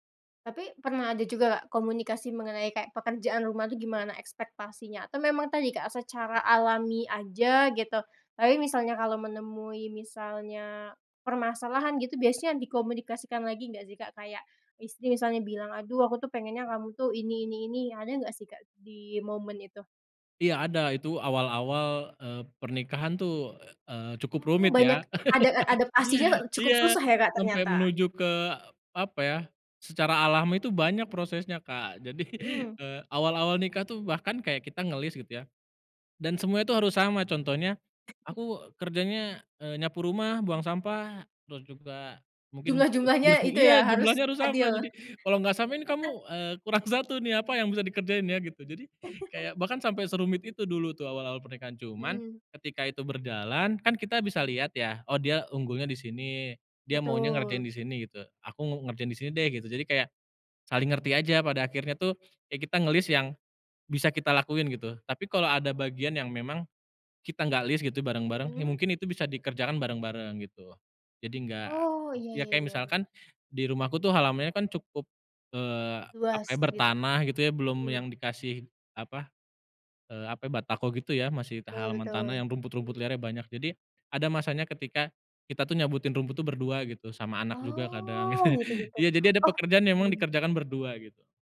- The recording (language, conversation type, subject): Indonesian, podcast, Apa peran pasangan dalam membantu menjaga keseimbangan antara pekerjaan dan urusan rumah tangga?
- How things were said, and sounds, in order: laugh; laughing while speaking: "jadi"; sneeze; chuckle; chuckle; chuckle